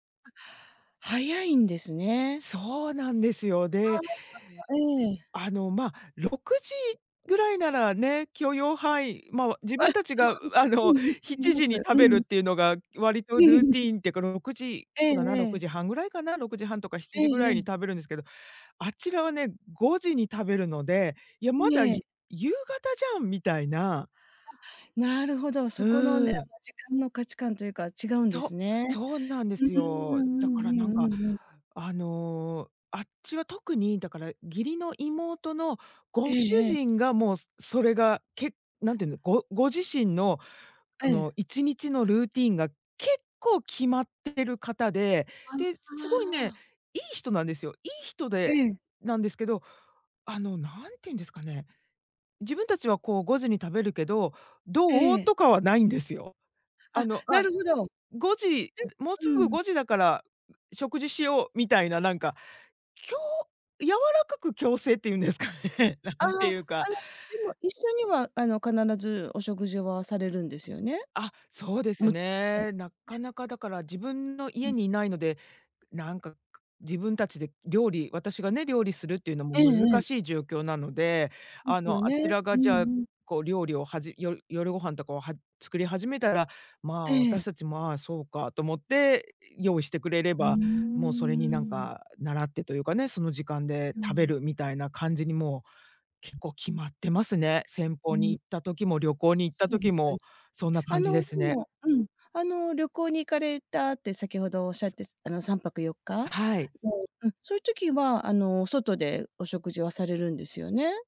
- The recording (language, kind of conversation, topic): Japanese, advice, 旅行や出張で日常のルーティンが崩れるのはなぜですか？
- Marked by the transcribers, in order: tapping; unintelligible speech; laughing while speaking: "あの"; unintelligible speech; chuckle; other background noise; laughing while speaking: "言うんですかね、 なんて言うか"; chuckle